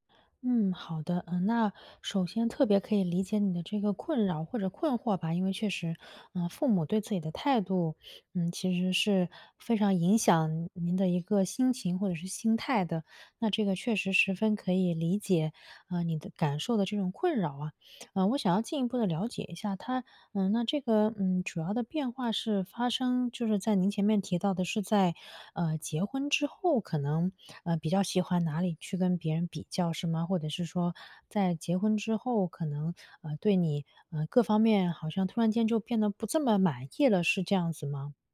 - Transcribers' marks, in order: none
- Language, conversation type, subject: Chinese, advice, 我怎样在变化中保持心理韧性和自信？